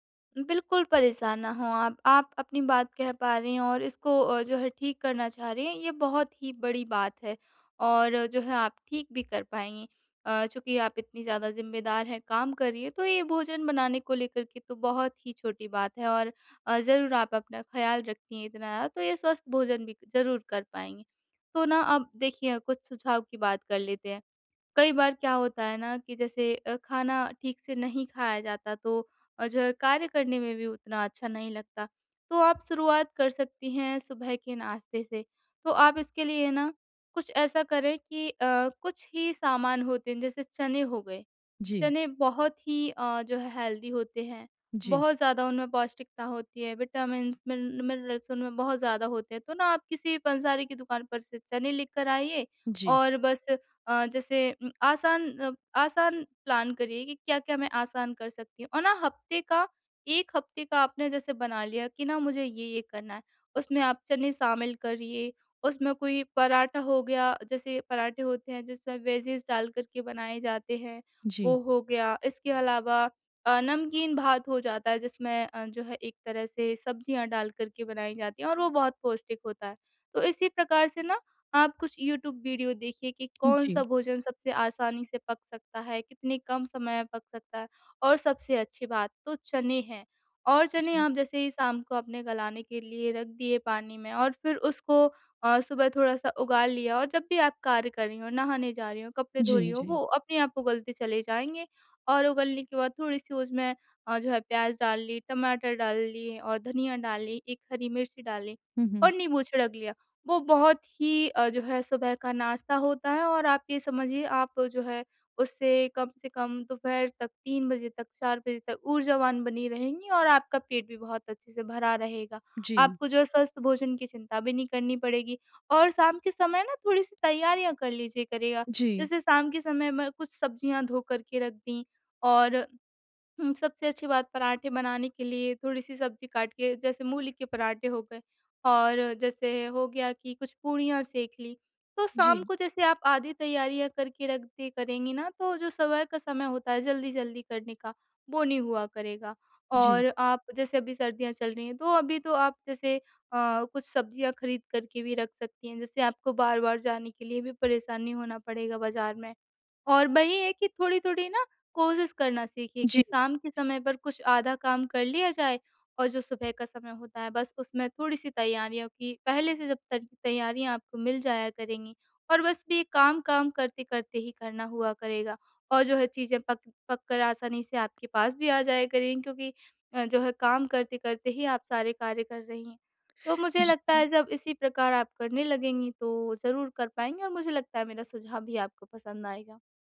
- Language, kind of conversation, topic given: Hindi, advice, कम समय में स्वस्थ भोजन कैसे तैयार करें?
- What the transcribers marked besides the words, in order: other background noise; tapping; in English: "हेल्दी"; in English: "प्लान"; in English: "वेजीज़"